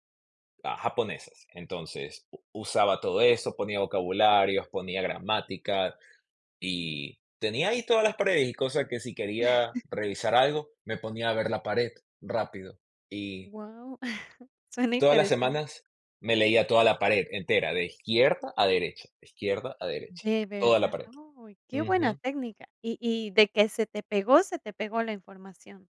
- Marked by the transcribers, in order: chuckle; chuckle; tapping
- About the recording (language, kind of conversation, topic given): Spanish, podcast, ¿Qué técnicas de estudio te han funcionado mejor y por qué?